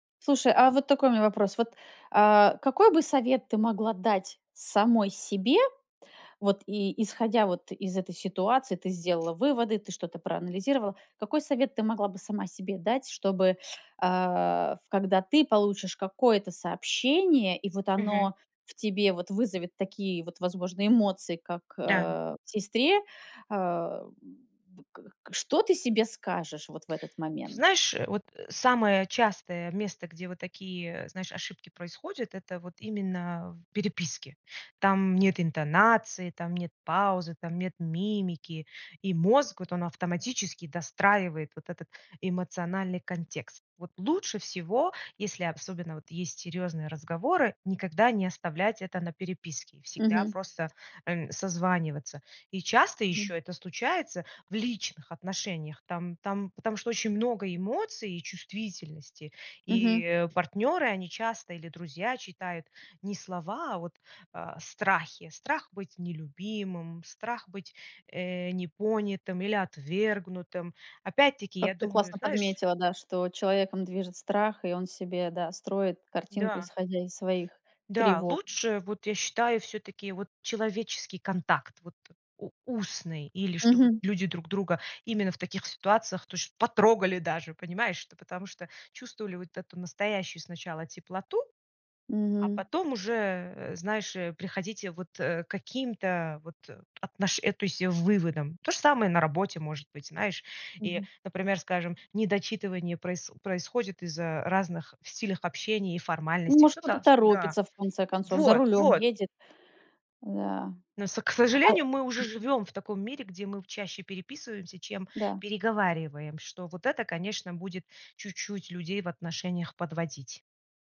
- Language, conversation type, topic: Russian, podcast, Почему люди часто неправильно понимают то, что сказано между строк?
- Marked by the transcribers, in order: other background noise; "особенно" said as "обсобенно"; tapping; anticipating: "Вот! Вот!"; unintelligible speech